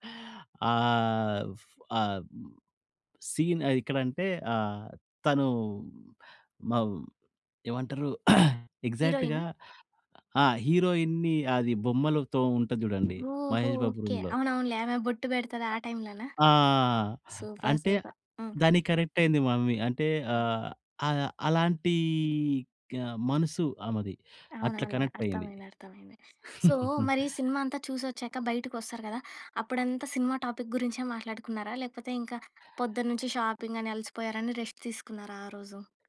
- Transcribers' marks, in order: in English: "సీన్"; throat clearing; in English: "ఎగ్జాక్ట్‌గా"; other noise; in English: "హీరోయిన్‌ని"; other background noise; in English: "సూపర్. సూపర్"; in English: "మమ్మీ"; drawn out: "అలాంటీ"; in English: "సో"; chuckle; in English: "టాపిక్"; in English: "రెస్ట్"
- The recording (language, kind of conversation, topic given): Telugu, podcast, కుటుంబంతో కలిసి సినిమా చూస్తే మీకు గుర్తొచ్చే జ్ఞాపకాలు ఏవైనా చెప్పగలరా?